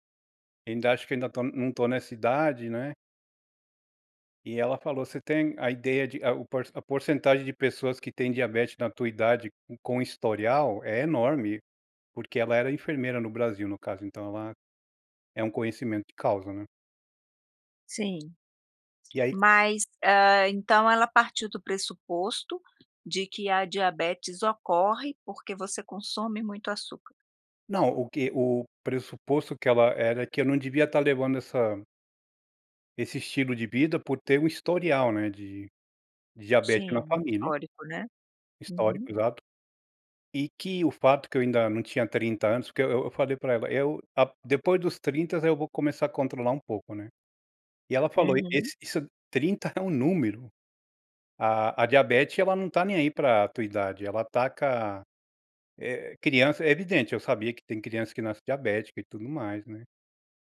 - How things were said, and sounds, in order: tapping; "historial" said as "histórico"
- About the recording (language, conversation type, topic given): Portuguese, podcast, Qual pequena mudança teve grande impacto na sua saúde?